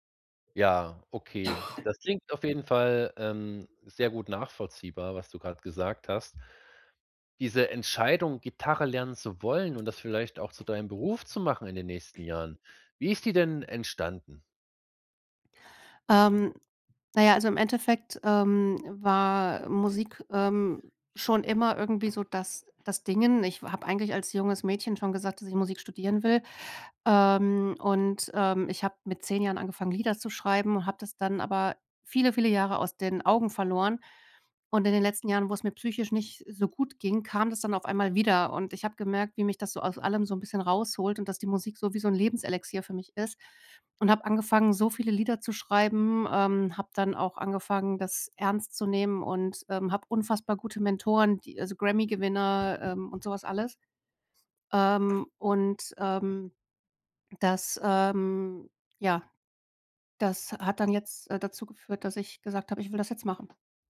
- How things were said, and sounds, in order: cough; other background noise
- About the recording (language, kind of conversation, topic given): German, advice, Wie finde ich bei so vielen Kaufoptionen das richtige Produkt?